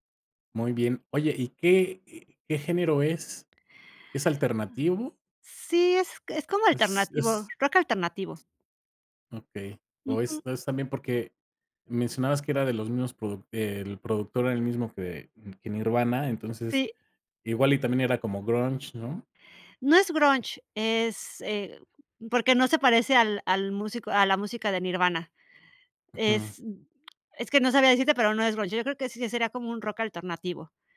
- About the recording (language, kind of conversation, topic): Spanish, podcast, ¿Qué músico descubriste por casualidad que te cambió la vida?
- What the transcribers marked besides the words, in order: tapping; other noise; other background noise